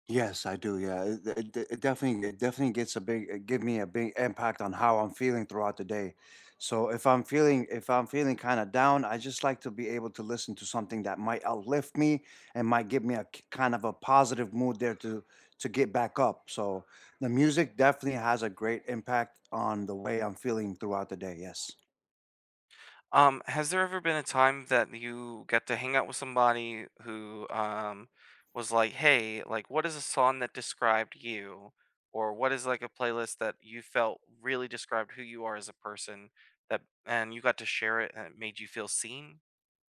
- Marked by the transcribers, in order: other background noise
- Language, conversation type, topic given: English, unstructured, What song or playlist matches your mood today?
- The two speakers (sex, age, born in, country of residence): male, 30-34, United States, United States; male, 35-39, United States, United States